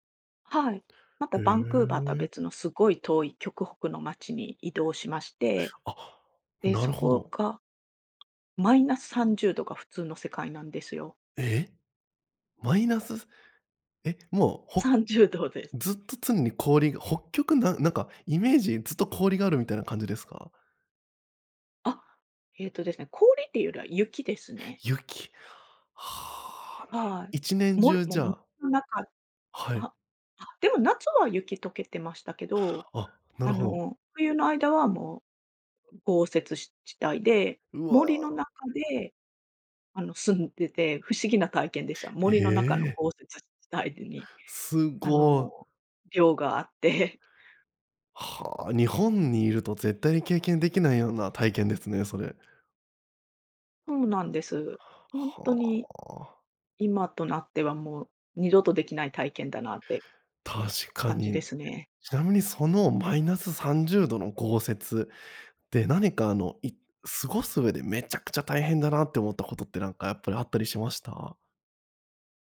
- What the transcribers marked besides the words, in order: tapping
- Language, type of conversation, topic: Japanese, podcast, ひとり旅で一番忘れられない体験は何でしたか？